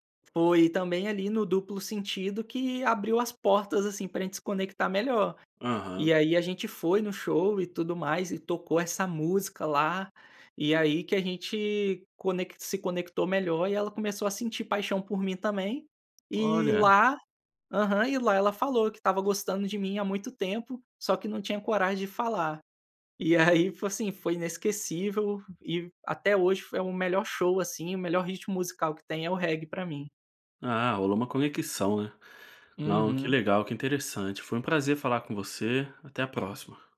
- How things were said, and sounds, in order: none
- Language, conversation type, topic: Portuguese, podcast, Como você descobriu seu gosto musical?
- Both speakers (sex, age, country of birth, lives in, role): male, 25-29, Brazil, Spain, guest; male, 25-29, Brazil, Spain, host